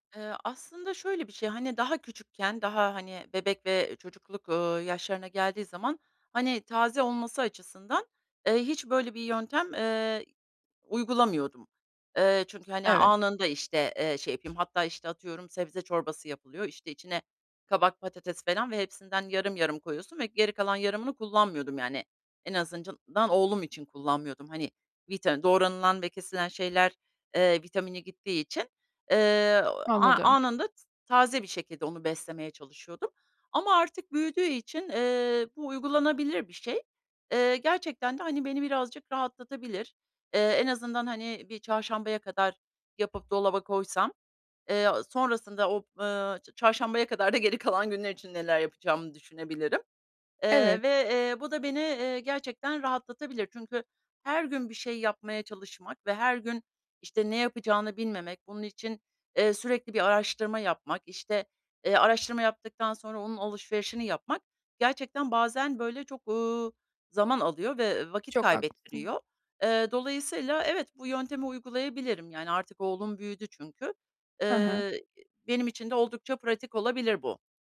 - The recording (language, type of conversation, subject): Turkish, advice, Motivasyon eksikliğiyle başa çıkıp sağlıklı beslenmek için yemek hazırlamayı nasıl planlayabilirim?
- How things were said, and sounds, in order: other background noise; "falan" said as "felan"; "azından" said as "azıncından"; tapping